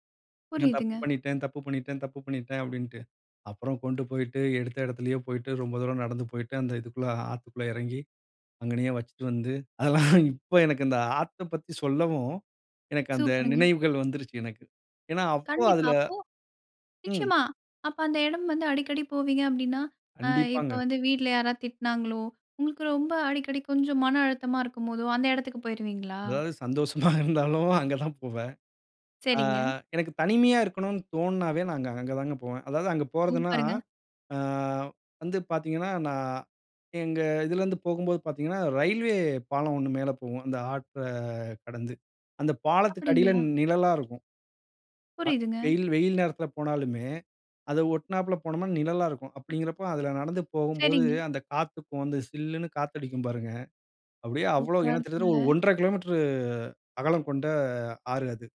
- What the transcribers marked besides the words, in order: snort; snort
- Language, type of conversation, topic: Tamil, podcast, சின்னப்பிள்ளையாக இருந்தபோது, உங்களுக்கு மனம் நிம்மதியாகவும் பாதுகாப்பாகவும் உணர வைத்த உங்கள் ரகசியமான சுகமான இடம் எது?